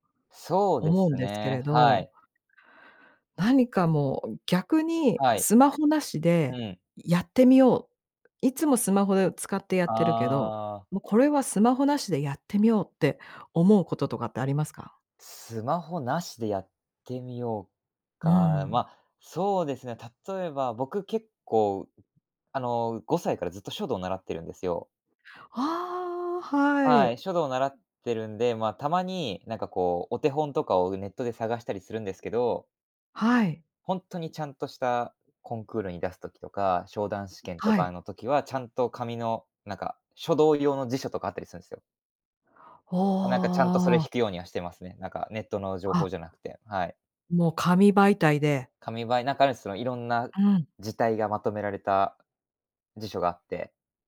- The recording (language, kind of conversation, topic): Japanese, podcast, 毎日のスマホの使い方で、特に気をつけていることは何ですか？
- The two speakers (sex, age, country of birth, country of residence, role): female, 45-49, Japan, United States, host; male, 20-24, Japan, Japan, guest
- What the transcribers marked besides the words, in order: none